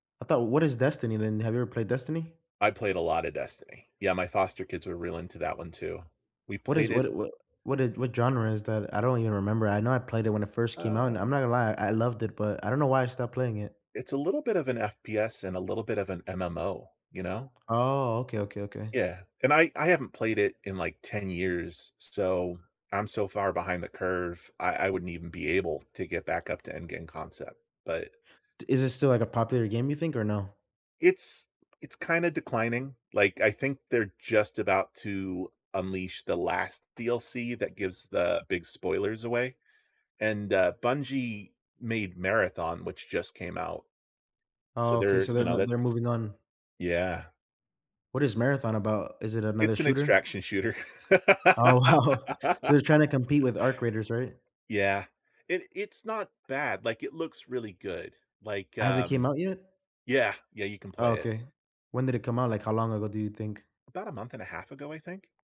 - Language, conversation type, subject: English, unstructured, Which video game stories have stayed with you, and what about them still resonates with you?
- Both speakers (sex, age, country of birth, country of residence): male, 25-29, United States, United States; male, 40-44, United States, United States
- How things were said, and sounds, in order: tapping; laughing while speaking: "wow"; laugh